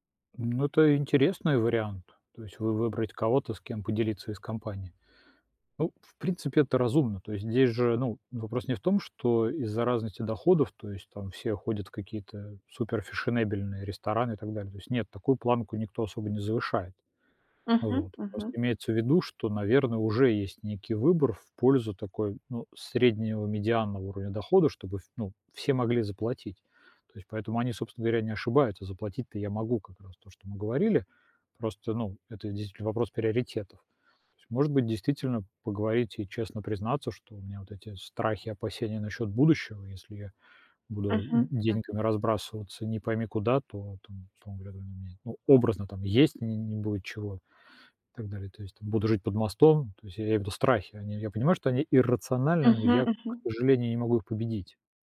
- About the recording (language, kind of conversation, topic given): Russian, advice, Как справляться с неловкостью из-за разницы в доходах среди знакомых?
- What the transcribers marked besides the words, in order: none